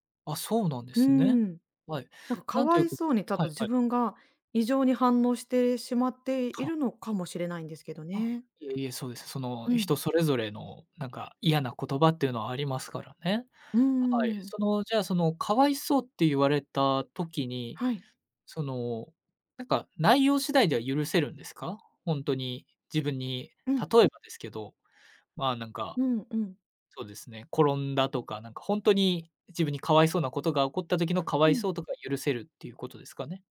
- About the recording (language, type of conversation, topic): Japanese, advice, 友人の一言で自信を失ってしまったとき、どうすればいいですか？
- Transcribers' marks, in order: none